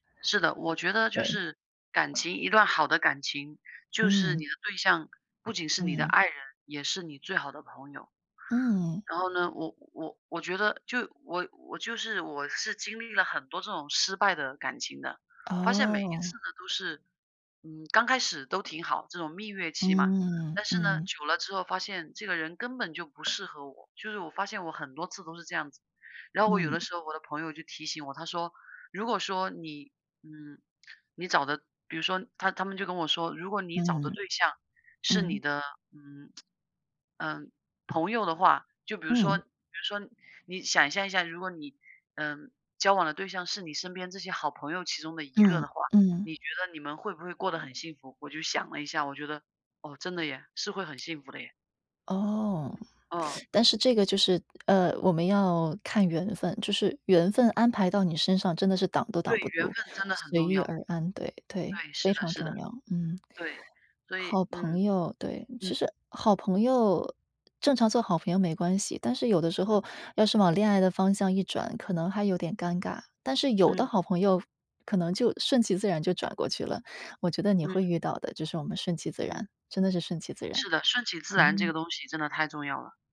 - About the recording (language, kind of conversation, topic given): Chinese, unstructured, 你怎么看待生活中的小确幸？
- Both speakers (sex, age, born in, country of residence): female, 35-39, China, United States; female, 35-39, China, United States
- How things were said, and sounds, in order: other background noise; tapping; lip smack; teeth sucking